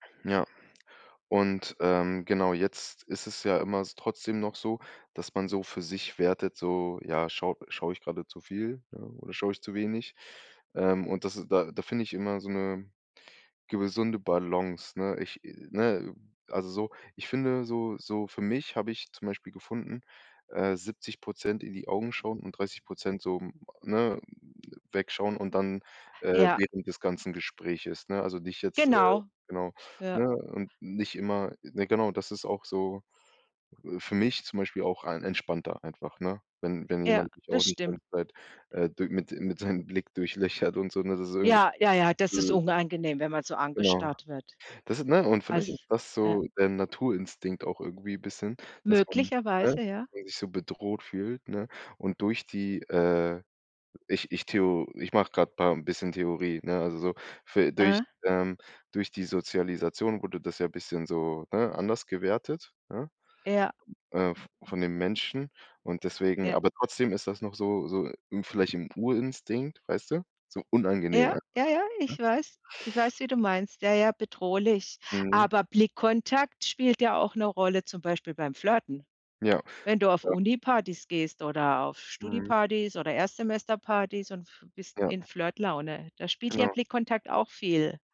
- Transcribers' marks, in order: "gesunde" said as "gewesunde"
- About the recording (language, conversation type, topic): German, podcast, Wie wichtig ist dir Blickkontakt beim Sprechen?